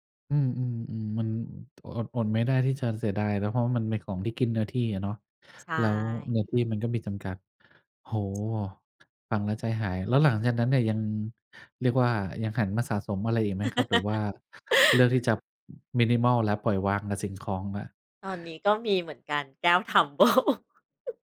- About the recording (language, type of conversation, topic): Thai, podcast, คุณมีวิธีลดของสะสมหรือจัดการของที่ไม่ใช้แล้วอย่างไรบ้าง?
- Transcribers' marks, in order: tapping; chuckle; laughing while speaking: "Tumbler"; chuckle